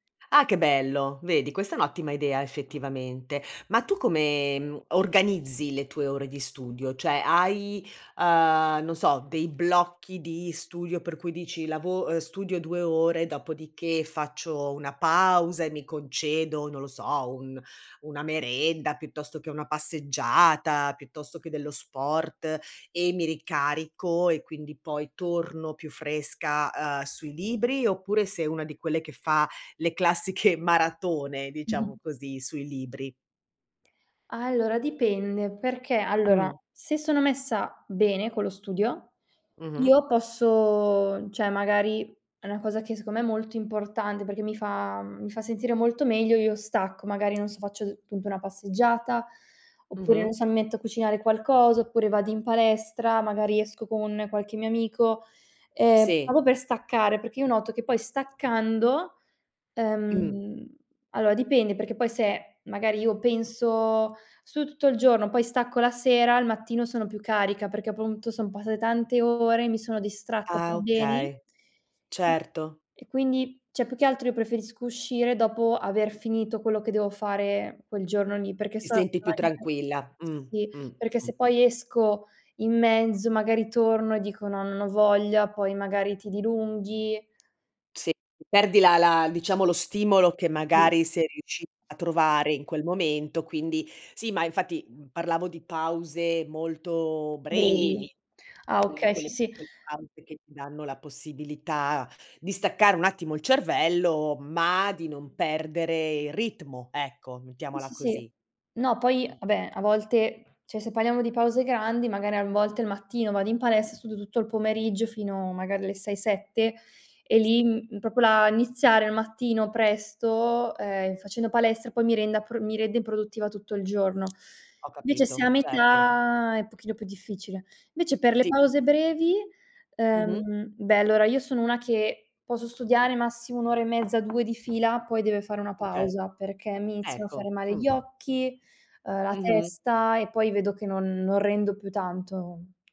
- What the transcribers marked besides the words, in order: other background noise; tapping; "secondo" said as "seco"; "proprio" said as "brobo"; "allora" said as "aloa"; "Studio" said as "stud"; "appunto" said as "apunto"; "passate" said as "pasade"; "cioè" said as "ceh"; "devo" said as "deo"; unintelligible speech; unintelligible speech; "vabbè" said as "abbè"; "cioè" said as "ceh"; "parliamo" said as "paliamo"; "proprio" said as "propio"; "iniziare" said as "niziare"
- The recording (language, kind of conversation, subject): Italian, podcast, Come gestire lo stress da esami a scuola?